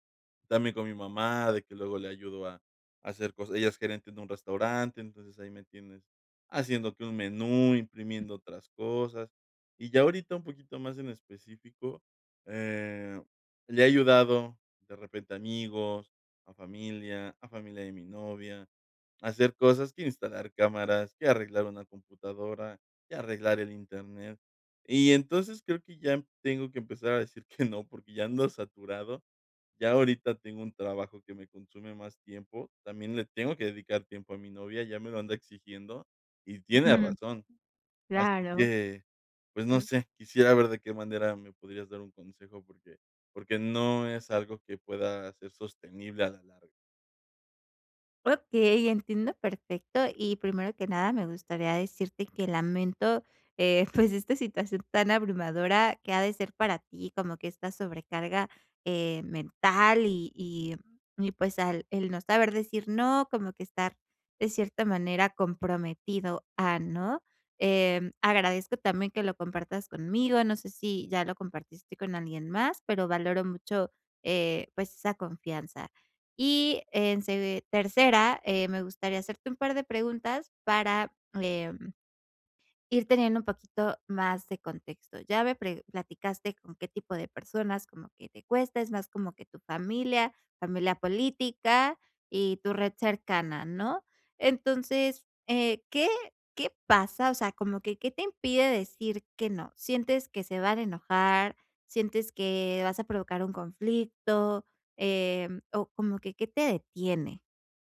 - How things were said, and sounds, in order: other background noise; chuckle; other noise; laughing while speaking: "pues"
- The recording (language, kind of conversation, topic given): Spanish, advice, ¿Cómo puedo aprender a decir que no sin sentir culpa ni temor a decepcionar?